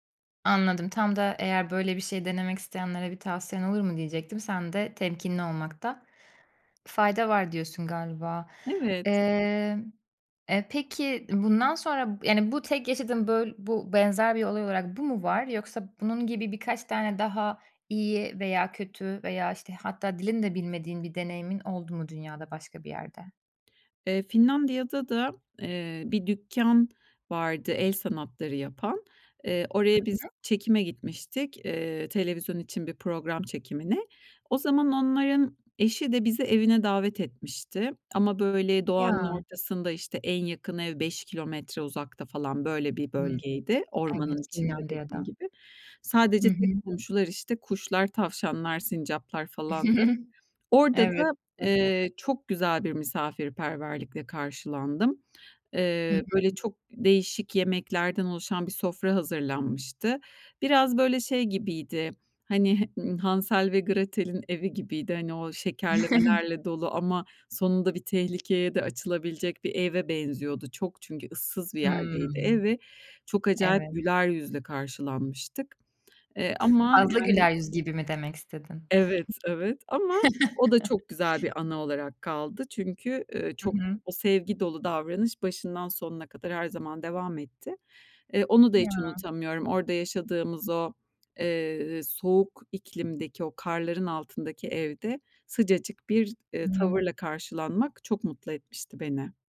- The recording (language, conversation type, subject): Turkish, podcast, Yerel insanlarla yaptığın en ilginç sohbeti anlatır mısın?
- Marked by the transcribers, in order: tapping; other background noise; chuckle; unintelligible speech; chuckle; chuckle